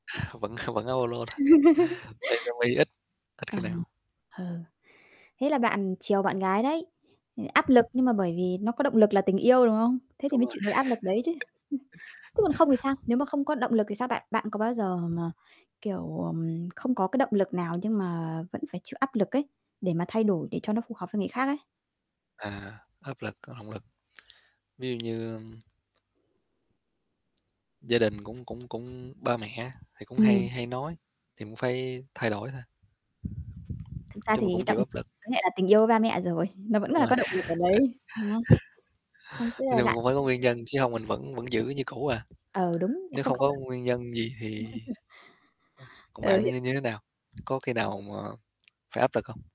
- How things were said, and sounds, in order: chuckle; unintelligible speech; distorted speech; laugh; tapping; other background noise; chuckle; wind; chuckle; unintelligible speech; chuckle; unintelligible speech
- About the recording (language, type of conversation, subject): Vietnamese, unstructured, Bạn thường thể hiện cá tính của mình qua phong cách như thế nào?
- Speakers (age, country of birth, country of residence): 25-29, Vietnam, Vietnam; 30-34, Vietnam, Vietnam